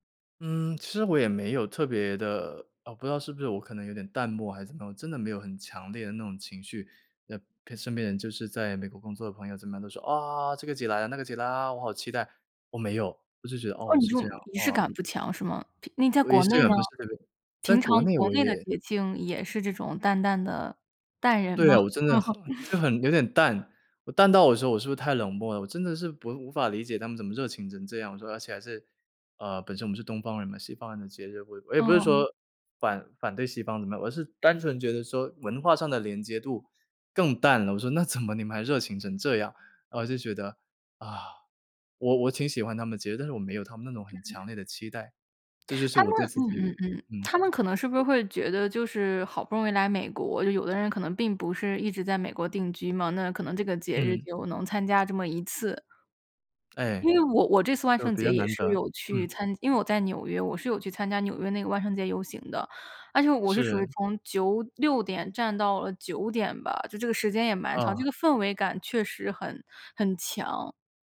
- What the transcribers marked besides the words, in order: laugh; laughing while speaking: "怎么"; other background noise
- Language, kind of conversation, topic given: Chinese, podcast, 有没有哪次当地节庆让你特别印象深刻？